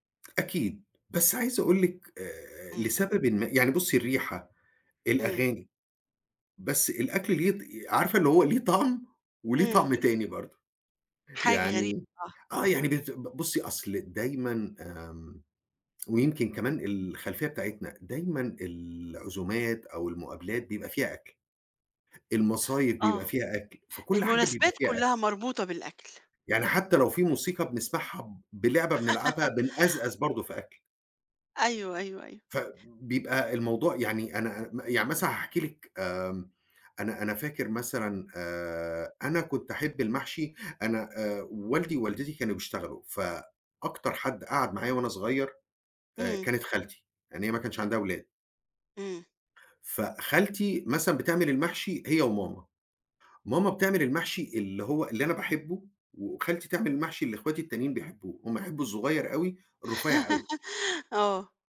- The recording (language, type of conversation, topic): Arabic, podcast, إيه الأكلة التقليدية اللي بتفكّرك بذكرياتك؟
- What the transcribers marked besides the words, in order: laugh; laugh